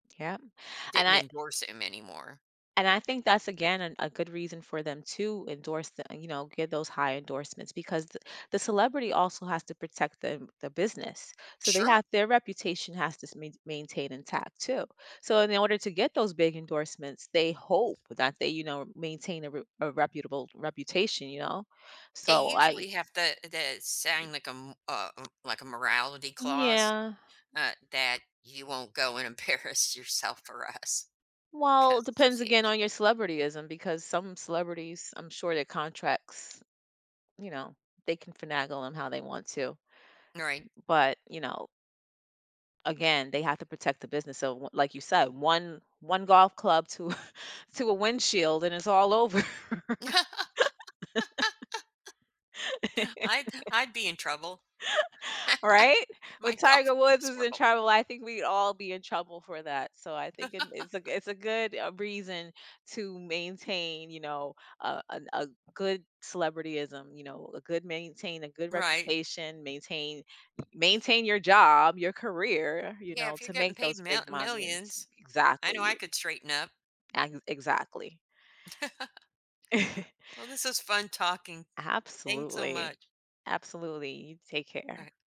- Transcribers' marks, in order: tapping; unintelligible speech; other background noise; laughing while speaking: "embarrass yourself for us"; laugh; laugh; laugh; laugh
- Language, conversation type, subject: English, unstructured, How do celebrity endorsements impact the way we value work and influence in society?